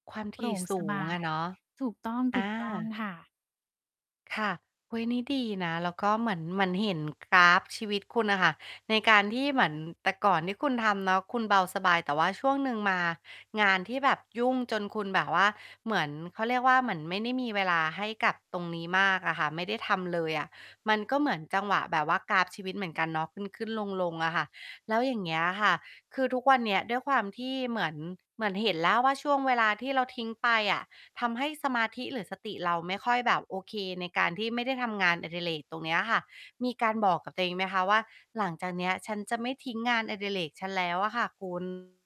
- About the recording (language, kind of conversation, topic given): Thai, podcast, จะหาเวลาให้กับงานอดิเรกได้อย่างไร?
- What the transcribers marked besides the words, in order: static; distorted speech